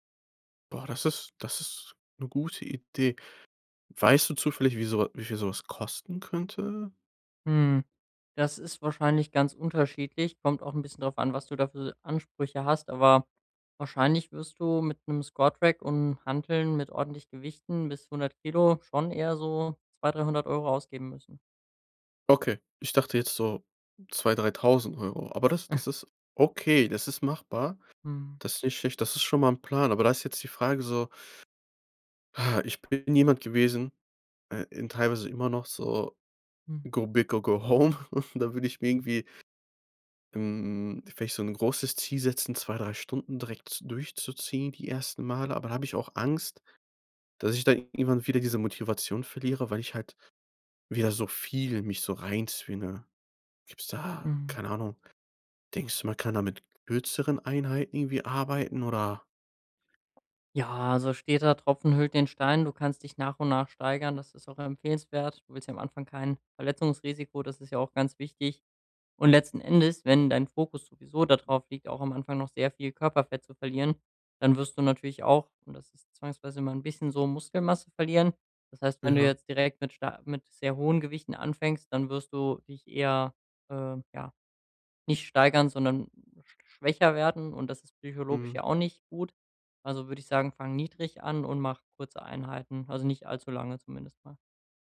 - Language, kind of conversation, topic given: German, advice, Wie kann ich es schaffen, beim Sport routinemäßig dranzubleiben?
- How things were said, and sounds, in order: stressed: "okay"; chuckle; sigh; in English: "Go big or go home"; chuckle; stressed: "viel"; other background noise